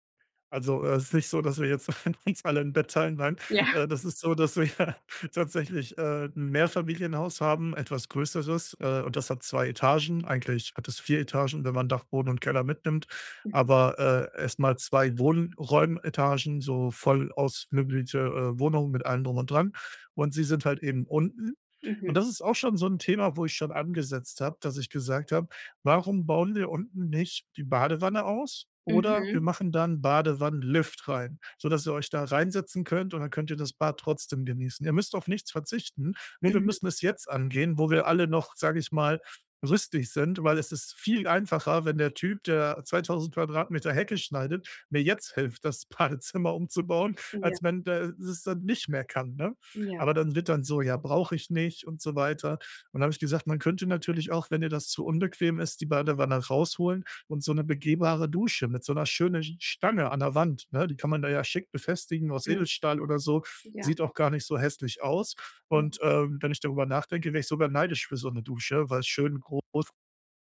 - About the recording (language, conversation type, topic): German, advice, Wie kann ich trotz anhaltender Spannungen die Beziehungen in meiner Familie pflegen?
- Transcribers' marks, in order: laugh; laughing while speaking: "Ja"; laughing while speaking: "dass wir"; "Wohnraummetagen" said as "Wohnräumetagen"; laughing while speaking: "das Badezimmer umzubauen"